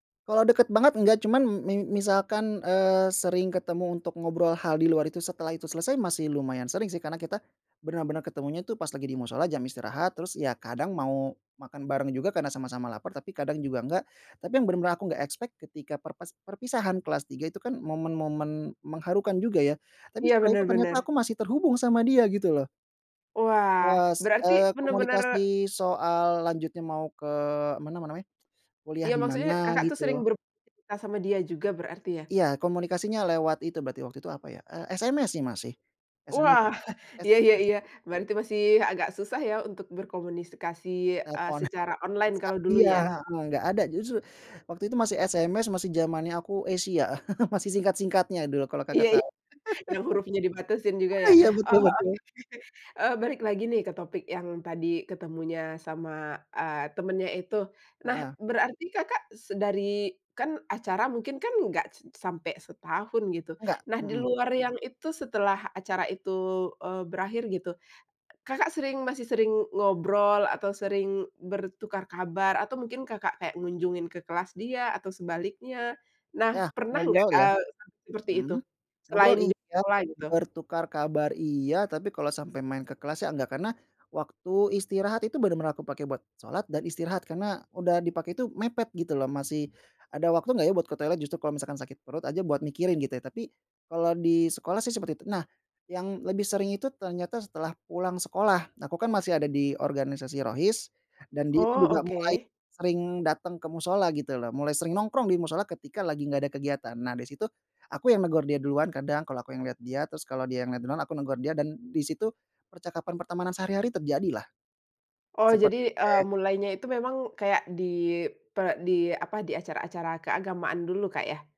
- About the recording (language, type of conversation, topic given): Indonesian, podcast, Bisakah kamu menceritakan pertemuan tak terduga yang berujung pada persahabatan yang erat?
- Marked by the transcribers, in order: in English: "expect"; chuckle; other background noise; "berkomunikasi" said as "berkomuniskasi"; chuckle; laughing while speaking: "Iya iya"; laugh; laughing while speaking: "iya, betul betul"; laughing while speaking: "oke"